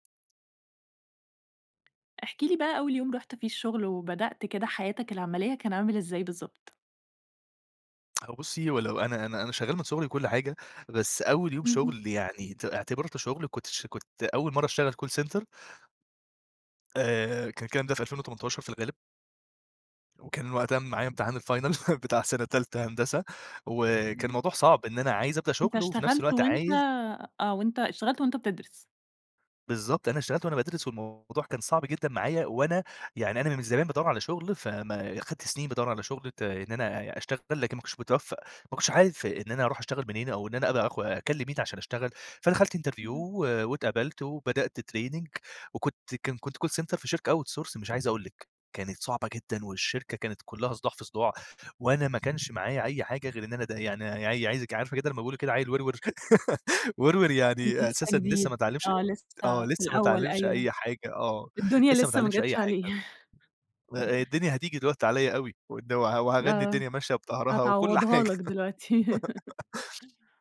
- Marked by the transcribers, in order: tapping; in English: "Call center"; in English: "الFinal"; chuckle; in English: "Interview"; in English: "Training"; in English: "Call center"; in English: "Out source"; other background noise; giggle; laugh; giggle; laugh
- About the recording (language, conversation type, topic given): Arabic, podcast, إيه اللي حصل في أول يوم ليك في شغلك الأول؟